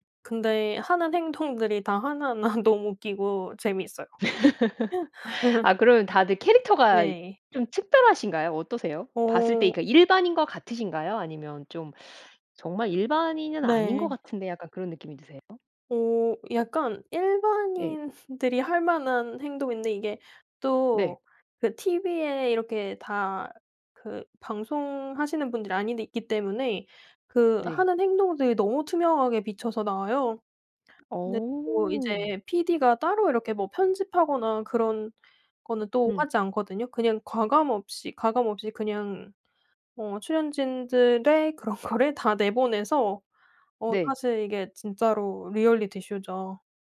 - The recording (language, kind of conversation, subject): Korean, podcast, 누군가에게 추천하고 싶은 도피용 콘텐츠는?
- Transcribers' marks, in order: laughing while speaking: "하나하나"; laugh; teeth sucking; tapping; laughing while speaking: "일반인들이"; laughing while speaking: "그런 거를"; in English: "리얼리티쇼죠"